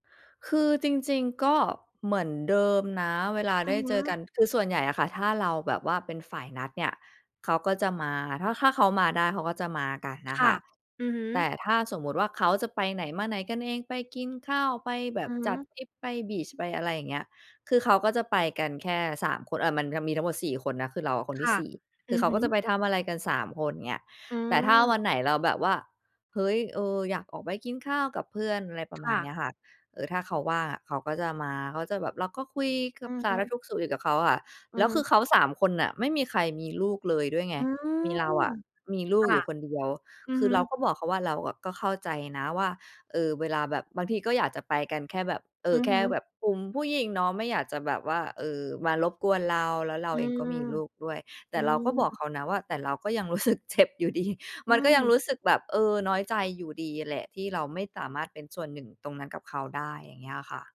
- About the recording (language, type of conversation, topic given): Thai, advice, ทำไมฉันถึงถูกเพื่อนในกลุ่มเมินและรู้สึกเหมือนถูกตัดออก?
- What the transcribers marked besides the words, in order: in English: "บีช"; laughing while speaking: "รู้สึกเจ็บอยู่ดี"